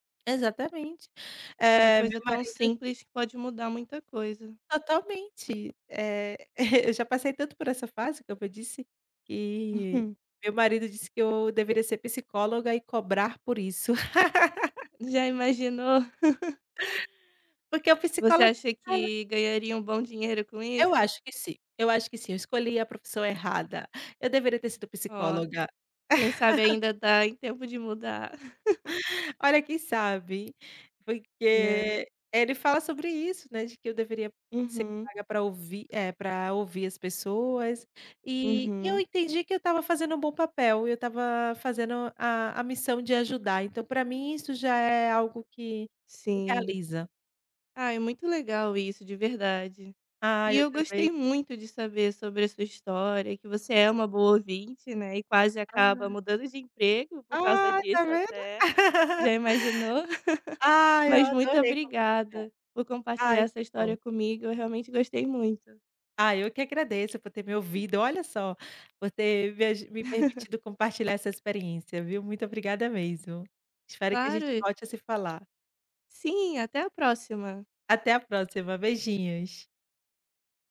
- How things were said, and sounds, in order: tapping; chuckle; laugh; chuckle; unintelligible speech; chuckle; chuckle; other background noise; unintelligible speech; laugh; chuckle; chuckle
- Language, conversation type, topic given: Portuguese, podcast, O que torna alguém um bom ouvinte?